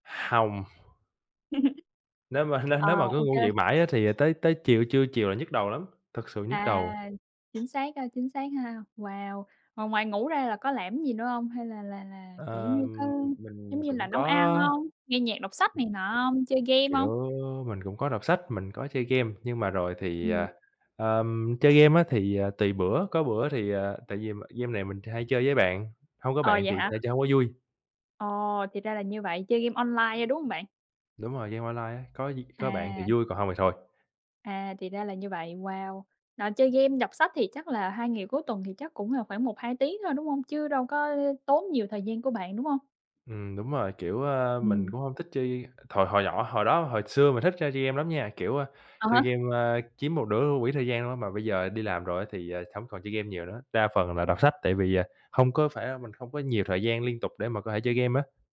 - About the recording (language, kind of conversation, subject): Vietnamese, unstructured, Khi căng thẳng, bạn thường làm gì để giải tỏa?
- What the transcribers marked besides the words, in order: other background noise; chuckle; tapping